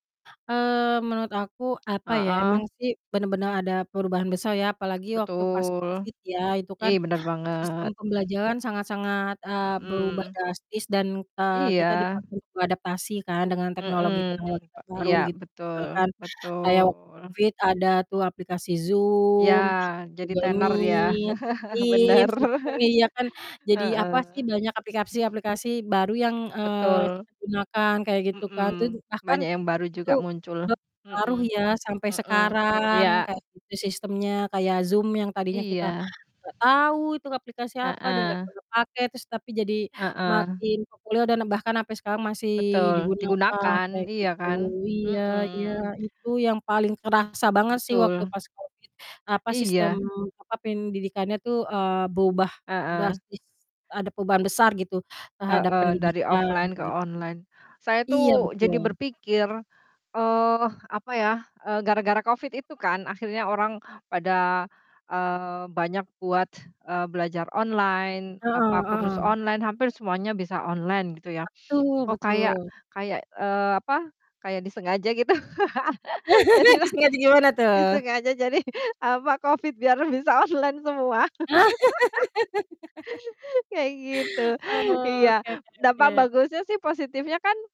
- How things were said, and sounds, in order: tapping; other background noise; static; distorted speech; laugh; laughing while speaking: "Bener"; throat clearing; in English: "offline"; laugh; laughing while speaking: "jadilah"; laugh; laughing while speaking: "jadi, apa, Covid biar bisa online semua"; laugh
- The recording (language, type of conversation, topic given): Indonesian, unstructured, Apa perubahan besar yang kamu lihat dalam dunia pendidikan saat ini?